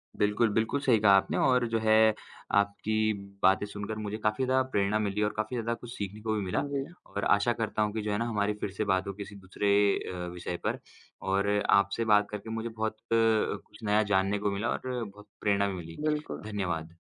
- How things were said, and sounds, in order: none
- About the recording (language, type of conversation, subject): Hindi, unstructured, इंटरनेट ने हमारी पढ़ाई को कैसे बदला है?